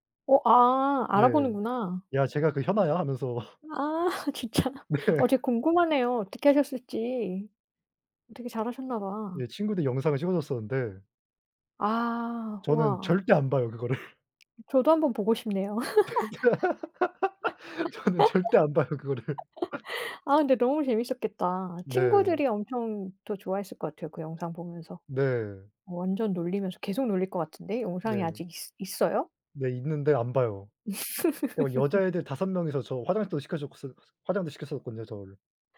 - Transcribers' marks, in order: laughing while speaking: "하면서"; laughing while speaking: "진짜?"; laughing while speaking: "네"; laughing while speaking: "그거를"; tapping; laugh; laughing while speaking: "저는 절대 안 봐요 그거를"; laugh; laugh
- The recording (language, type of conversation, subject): Korean, unstructured, 학교에서 가장 행복했던 기억은 무엇인가요?